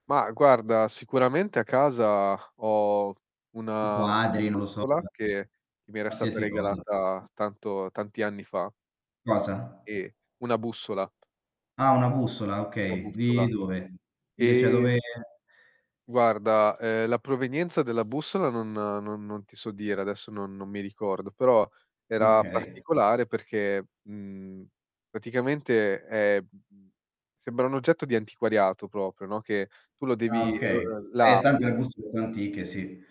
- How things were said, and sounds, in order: distorted speech; tapping; other background noise
- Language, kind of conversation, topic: Italian, unstructured, C’è un oggetto che porti sempre con te e che ha una storia particolare?